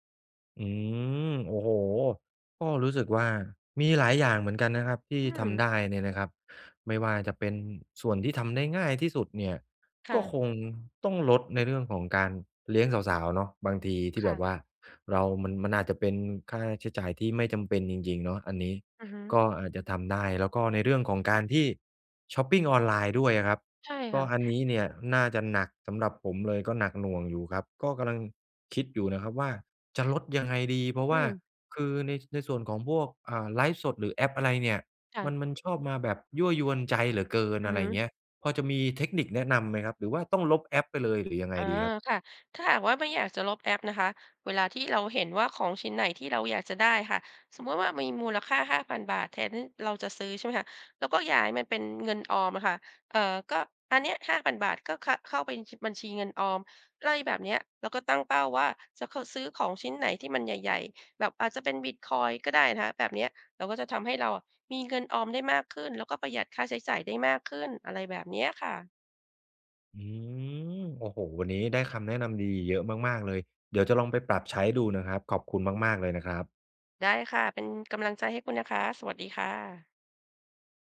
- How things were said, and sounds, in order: other background noise; "กําลัง" said as "กะลัง"; tapping
- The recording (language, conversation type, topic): Thai, advice, ฉันควรเริ่มออมเงินสำหรับเหตุฉุกเฉินอย่างไรดี?